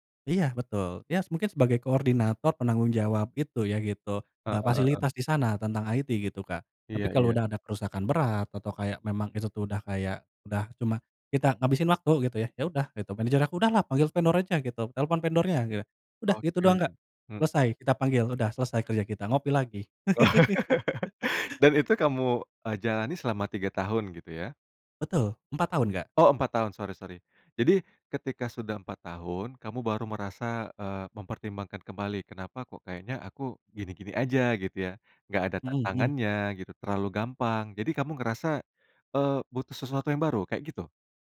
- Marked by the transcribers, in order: in English: "IT"; laugh
- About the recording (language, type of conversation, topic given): Indonesian, podcast, Kapan kamu tahu bahwa sudah saatnya keluar dari zona nyaman?